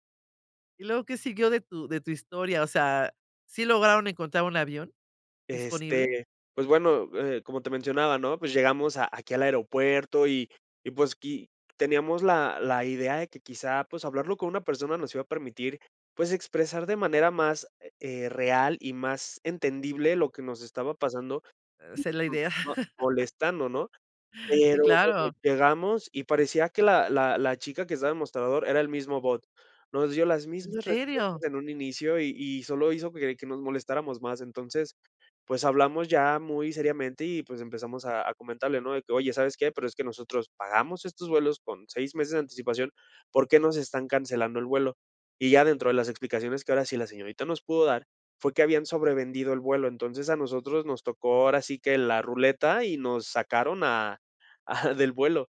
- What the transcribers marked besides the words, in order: unintelligible speech
- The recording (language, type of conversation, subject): Spanish, podcast, ¿Alguna vez te cancelaron un vuelo y cómo lo manejaste?